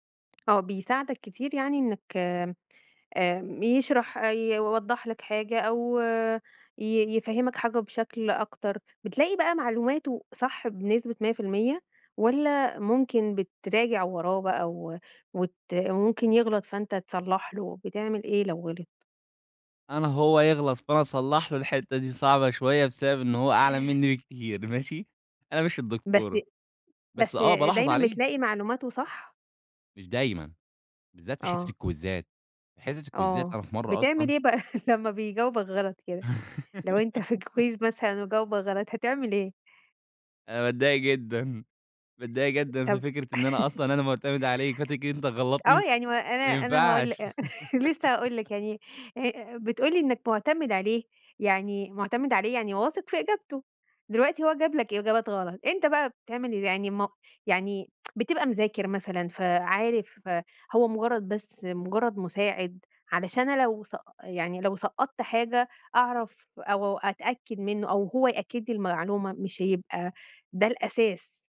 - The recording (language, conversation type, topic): Arabic, podcast, إزاي التكنولوجيا غيّرت روتينك اليومي؟
- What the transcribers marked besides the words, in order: other background noise; laughing while speaking: "ماشي؟"; in English: "الكويزات"; in English: "الكويزات"; laughing while speaking: "بقى"; laugh; in English: "كويز"; chuckle; chuckle; laugh; tsk